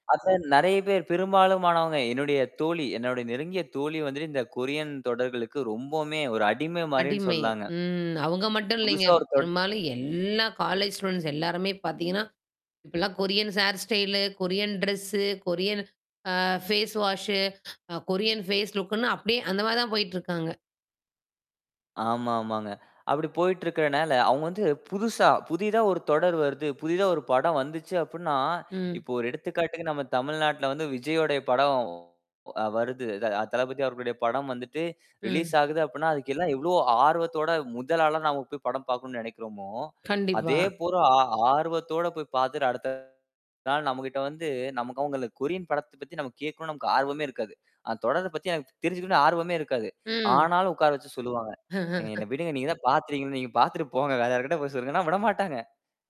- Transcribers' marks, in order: other background noise; drawn out: "எல்லா"; in English: "காலேஜ் ஸ்டூடண்ட்ஸ்"; in English: "கொரியன்ஸ்ஹேர் ஸ்டைலு, கொரியன் ட்ரெஸ்ஸு, கொரியன் அ ஃபேஸ் வாஷு, அ கொரியன் ஃபேஸ் லுக்குன்னு"; distorted speech; in English: "ரிலீஸ்"; "அதேபோல" said as "அதேபோற"; laugh
- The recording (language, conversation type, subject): Tamil, podcast, வெளிநாட்டு தொடர்கள் தமிழில் டப் செய்யப்படும்போது அதில் என்னென்ன மாற்றங்கள் ஏற்படுகின்றன?